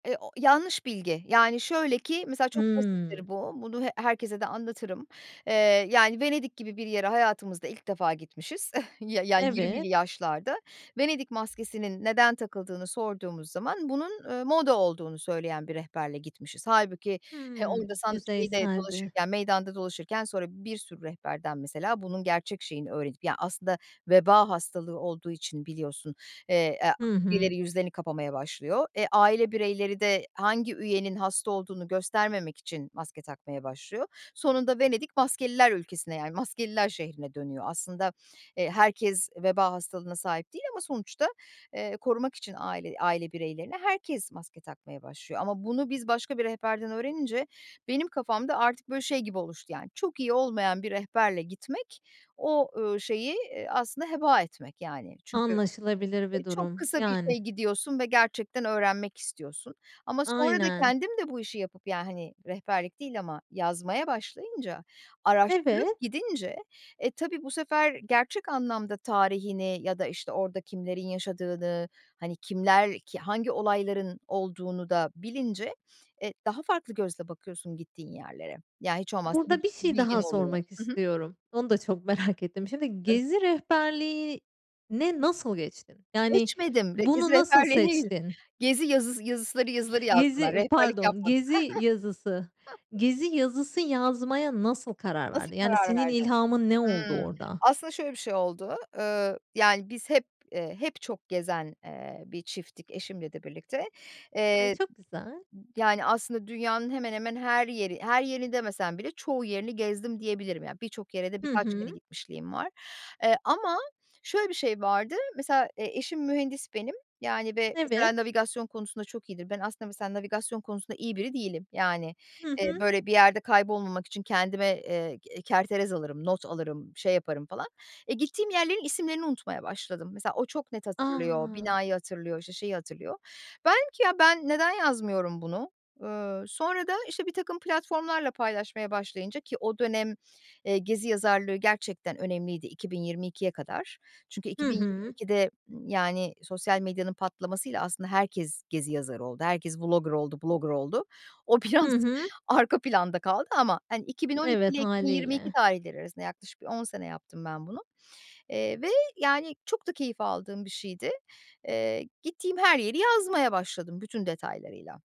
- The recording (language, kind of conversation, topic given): Turkish, podcast, Yolculuk sırasında tanıştığın birinin hikâyesini paylaşır mısın?
- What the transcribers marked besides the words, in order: other background noise; chuckle; unintelligible speech; laughing while speaking: "merak"; unintelligible speech; chuckle; in English: "Vlogger"; in English: "Blogger"; laughing while speaking: "biraz arka"